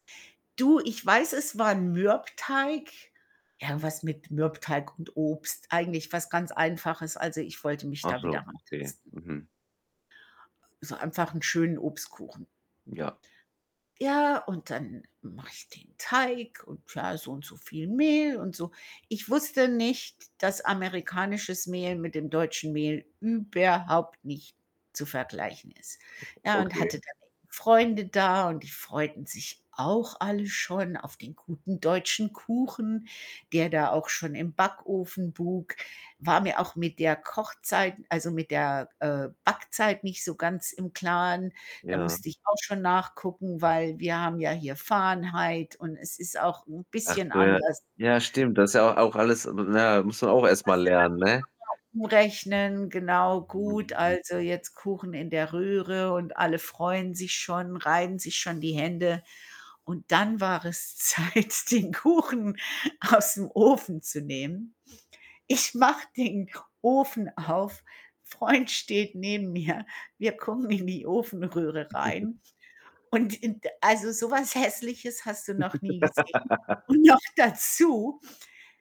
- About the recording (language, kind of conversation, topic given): German, unstructured, Was war dein überraschendstes Erlebnis, als du ein neues Gericht probiert hast?
- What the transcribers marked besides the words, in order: static; distorted speech; other background noise; stressed: "überhaupt"; chuckle; unintelligible speech; laughing while speaking: "Zeit, den Kuchen aus'm"; laughing while speaking: "den"; laughing while speaking: "auf, Freund"; laughing while speaking: "mir, wir gucken"; chuckle; giggle; laughing while speaking: "noch"